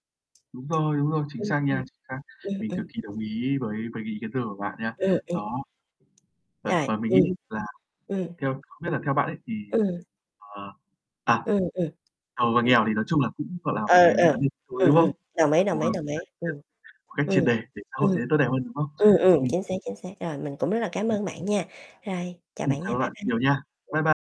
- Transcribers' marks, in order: distorted speech; other background noise; tapping; unintelligible speech; static; unintelligible speech
- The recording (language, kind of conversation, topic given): Vietnamese, unstructured, Bạn cảm thấy thế nào về sự chênh lệch giàu nghèo hiện nay?